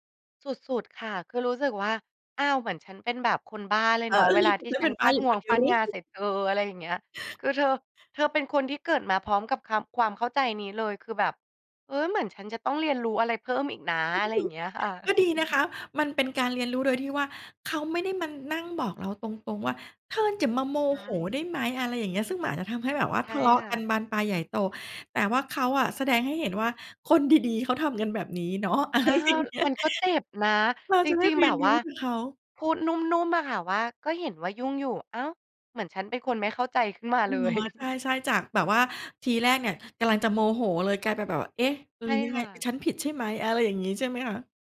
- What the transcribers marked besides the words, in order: laughing while speaking: "อุ๊ย"; chuckle; put-on voice: "เธออย่ามาโมโหได้ไหม ?"; laughing while speaking: "อย่างเงี้ย"; chuckle
- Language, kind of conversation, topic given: Thai, podcast, คุณรู้สึกยังไงกับคนที่อ่านแล้วไม่ตอบ?